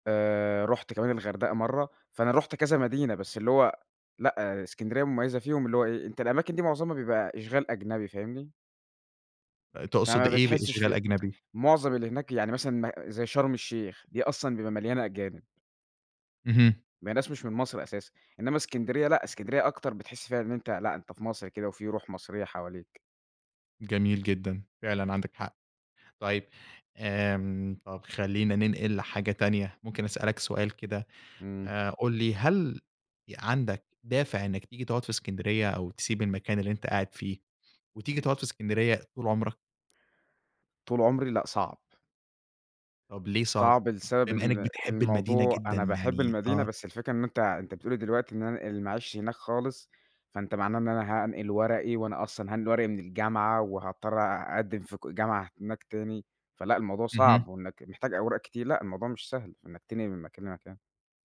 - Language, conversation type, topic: Arabic, podcast, إيه أجمل مدينة زرتها وليه حبيتها؟
- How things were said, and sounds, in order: tsk; other background noise